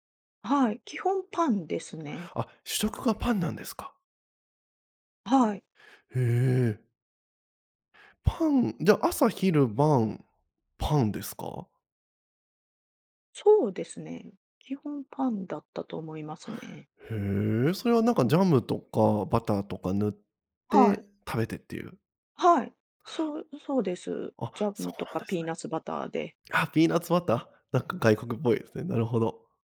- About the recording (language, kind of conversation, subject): Japanese, podcast, ひとり旅で一番忘れられない体験は何でしたか？
- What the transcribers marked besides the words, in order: none